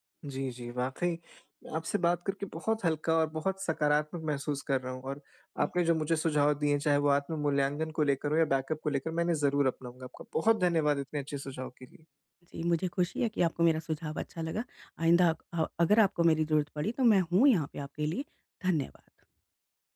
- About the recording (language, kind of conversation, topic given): Hindi, advice, अनिश्चितता में निर्णय लेने की रणनीति
- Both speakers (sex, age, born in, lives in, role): female, 45-49, India, India, advisor; male, 25-29, India, India, user
- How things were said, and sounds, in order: in English: "बैकअप"